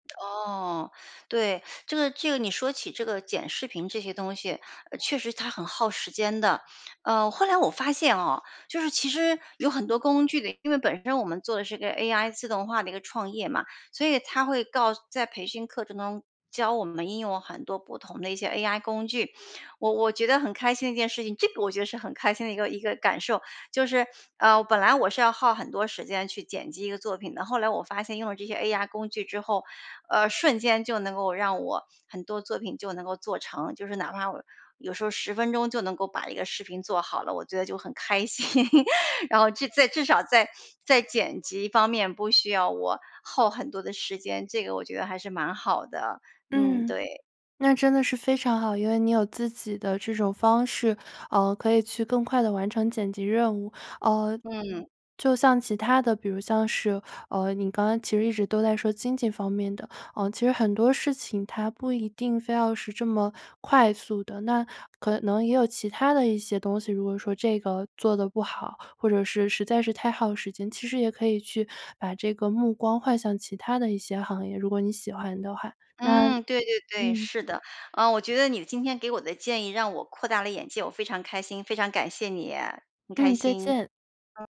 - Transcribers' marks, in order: teeth sucking; laughing while speaking: "心"
- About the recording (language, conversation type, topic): Chinese, advice, 生活忙碌时，我该如何养成每天创作的习惯？